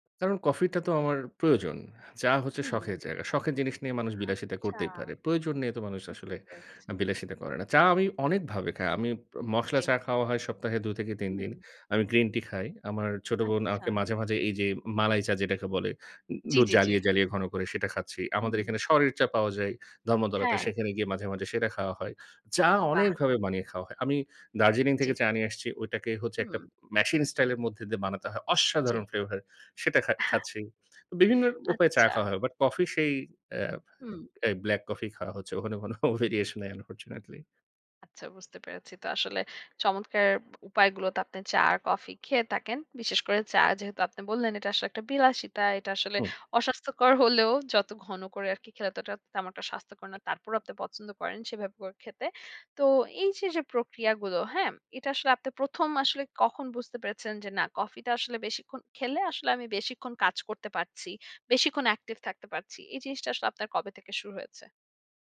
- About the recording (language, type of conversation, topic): Bengali, podcast, চা বা কফি নিয়ে আপনার কোনো ছোট্ট রুটিন আছে?
- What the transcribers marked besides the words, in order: stressed: "অসাধারণ"; chuckle; scoff; unintelligible speech